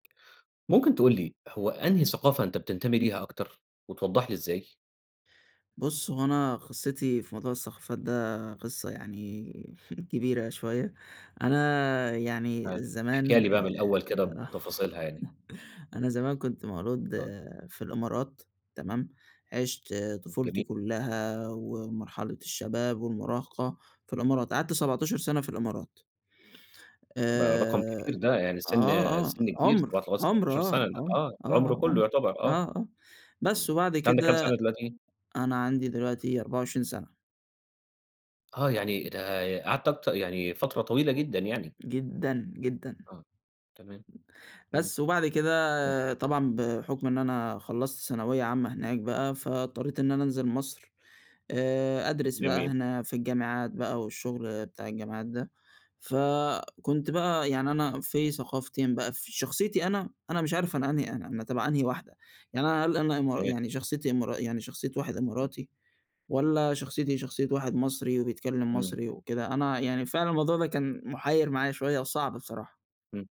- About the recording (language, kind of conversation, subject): Arabic, podcast, بتحس إنك بتنتمي لأكتر من ثقافة؟ إزاي؟
- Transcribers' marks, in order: tapping; chuckle; chuckle; unintelligible speech; unintelligible speech; other background noise; other noise